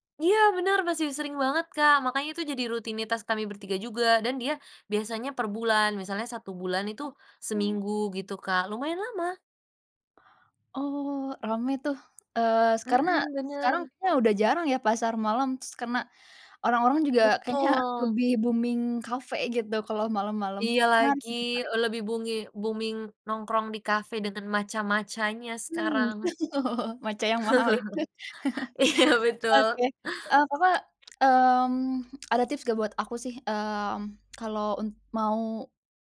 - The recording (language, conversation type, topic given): Indonesian, podcast, Bagaimana kamu menjaga agar ide tidak hanya berhenti sebagai wacana?
- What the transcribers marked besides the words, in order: in English: "booming"; in English: "booming"; chuckle; laughing while speaking: "oh"; laugh; laughing while speaking: "Iya betul"; laughing while speaking: "itu"; laugh; tapping